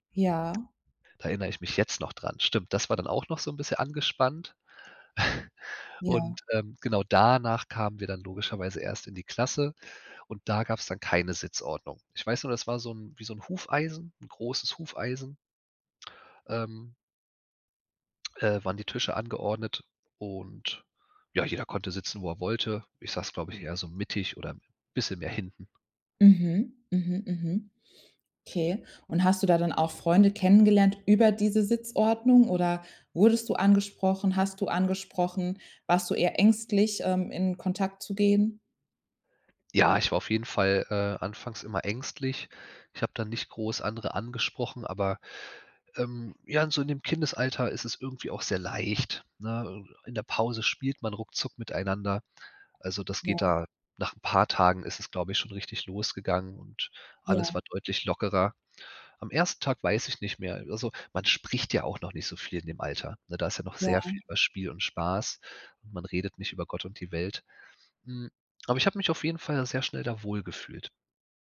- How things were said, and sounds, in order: chuckle
- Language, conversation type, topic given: German, podcast, Kannst du von deinem ersten Schultag erzählen?